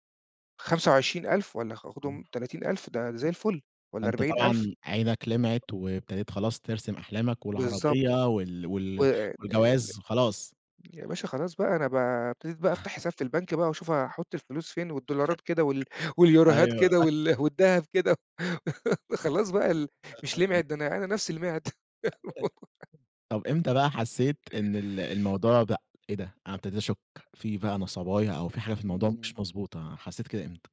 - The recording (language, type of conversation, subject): Arabic, podcast, إيه هو قرار بسيط أخدته وغيّر مجرى حياتك؟
- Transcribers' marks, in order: unintelligible speech; tapping; other noise; chuckle; laugh; laughing while speaking: "أيوه"; chuckle; laughing while speaking: "واليوروهات كده وال والدهب كده … أنا نفسي لمعت"; laugh; unintelligible speech; unintelligible speech; giggle